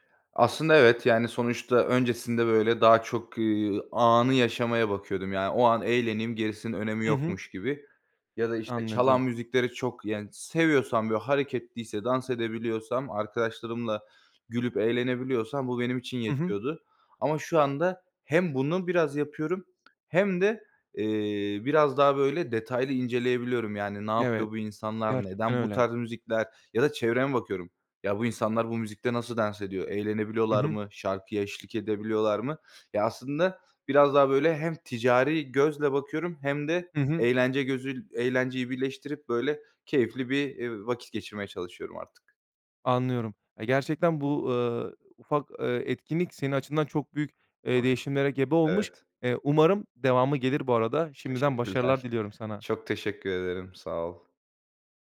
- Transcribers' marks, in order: other background noise
- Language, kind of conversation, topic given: Turkish, podcast, Canlı bir konserde seni gerçekten değiştiren bir an yaşadın mı?